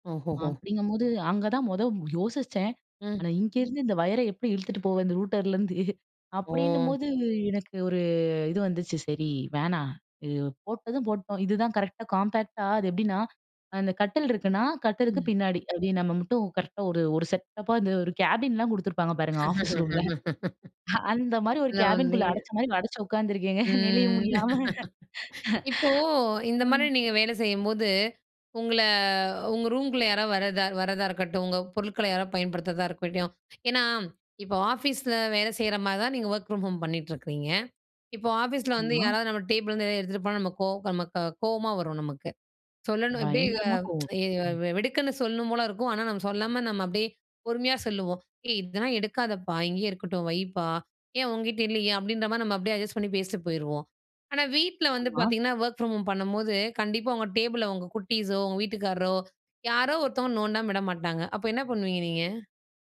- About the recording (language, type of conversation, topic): Tamil, podcast, வீட்டை உங்களுக்கு ஏற்றபடி எப்படி ஒழுங்குபடுத்தி அமைப்பீர்கள்?
- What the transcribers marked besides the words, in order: other background noise; chuckle; in English: "ரூட்டர்லருந்து"; drawn out: "ஒரு"; in English: "காம்பேக்ட்டா"; laugh; in English: "கேபின்லாம்"; laughing while speaking: "அந்த மாரி ஒரு கேபின்குள்ள அடச்ச மாரி அடச்சு உட்காந்துருக்கேங்க நெழிய முடியாம"; laugh; tapping; drawn out: "உங்கள"; in English: "ஒர்க் பிரம் ஹோம்"; in English: "ஒர்க் ஃப்ராம் ஹோம்"